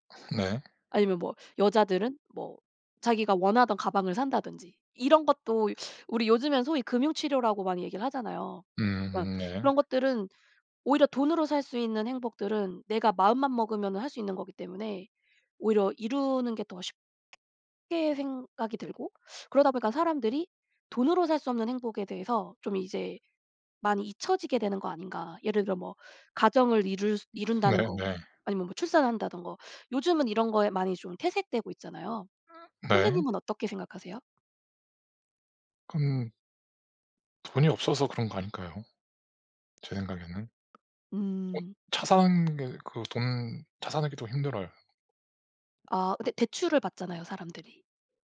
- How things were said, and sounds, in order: tapping; other background noise
- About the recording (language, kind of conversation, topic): Korean, unstructured, 돈에 관해 가장 놀라운 사실은 무엇인가요?